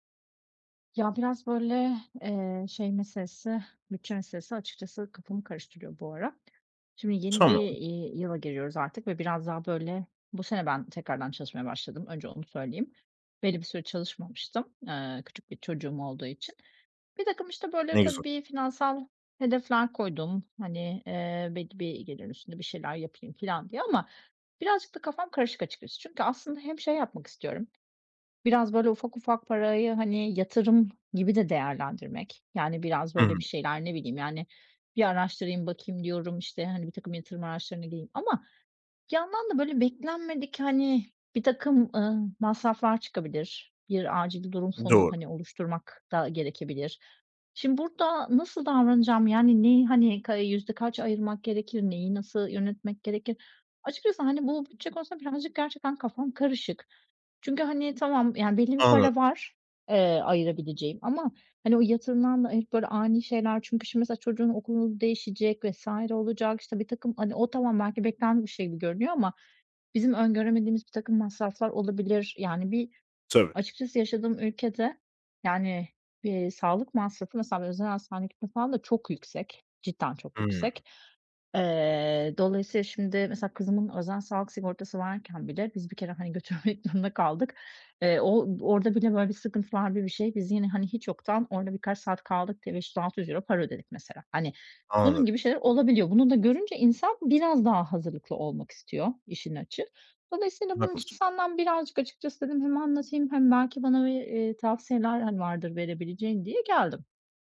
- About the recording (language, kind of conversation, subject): Turkish, advice, Beklenmedik masraflara nasıl daha iyi hazırlanabilirim?
- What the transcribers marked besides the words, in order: other background noise; tapping; laughing while speaking: "götürmek zorunda kaldık"